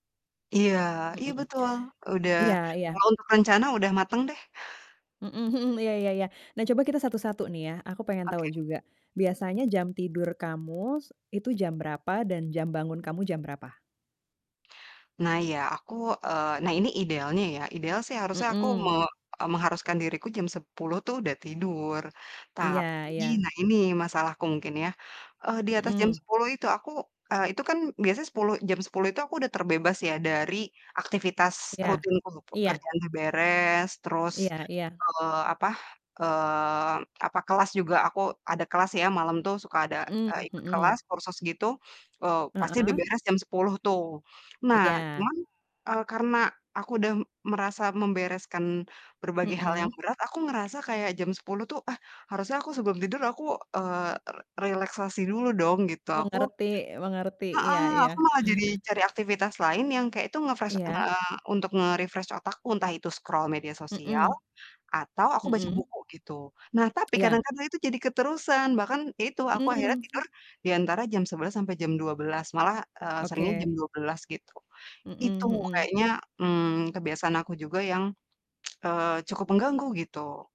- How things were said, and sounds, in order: distorted speech; mechanical hum; tapping; background speech; chuckle; static; in English: "nge-fresh"; in English: "nge-refresh"; in English: "scroll"; tsk
- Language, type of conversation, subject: Indonesian, advice, Bagaimana cara agar saya bisa lebih mudah bangun pagi dan konsisten berolahraga?